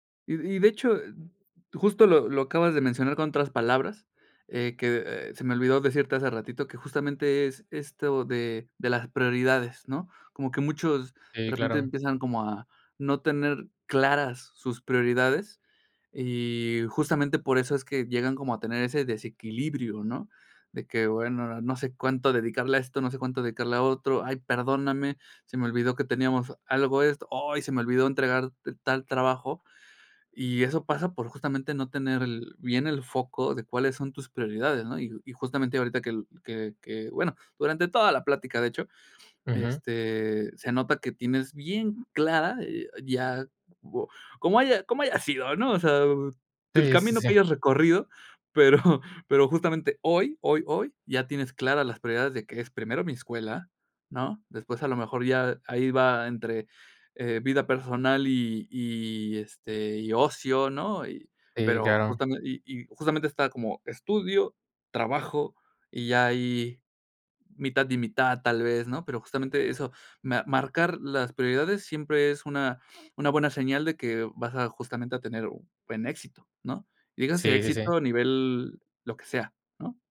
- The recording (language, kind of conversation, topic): Spanish, podcast, ¿Cómo gestionas tu tiempo entre el trabajo, el estudio y tu vida personal?
- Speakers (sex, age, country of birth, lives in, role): male, 25-29, Mexico, Mexico, guest; male, 30-34, Mexico, Mexico, host
- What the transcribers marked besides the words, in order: chuckle